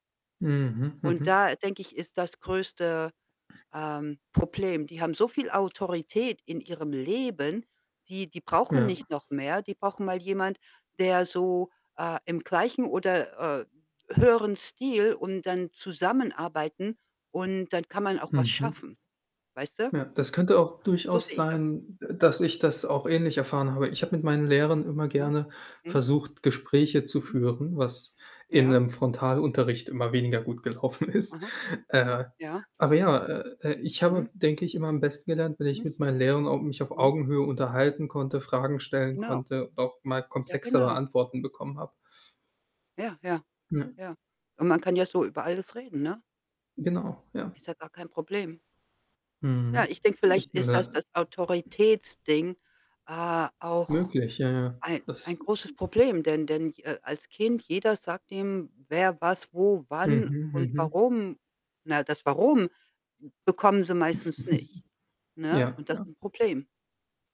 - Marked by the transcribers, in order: static; laughing while speaking: "gelaufen ist"; other background noise; tapping; chuckle
- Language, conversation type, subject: German, unstructured, Was ist für dich der größte Stressfaktor in der Schule?